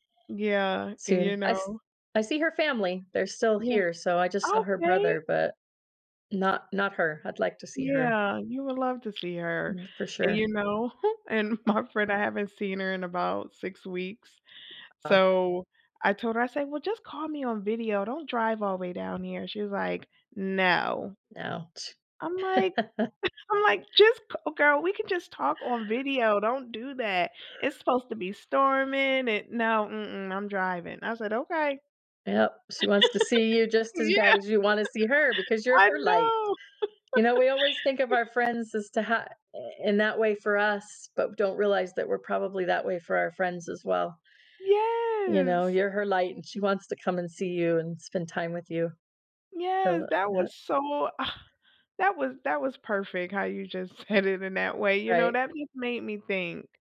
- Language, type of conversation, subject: English, unstructured, How do friendships shape our sense of purpose and direction in life?
- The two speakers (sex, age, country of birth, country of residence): female, 40-44, United States, United States; female, 50-54, United States, United States
- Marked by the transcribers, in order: joyful: "Okay!"; other background noise; chuckle; laughing while speaking: "my"; tapping; laugh; chuckle; laugh; drawn out: "Yes"; scoff; unintelligible speech; laughing while speaking: "said"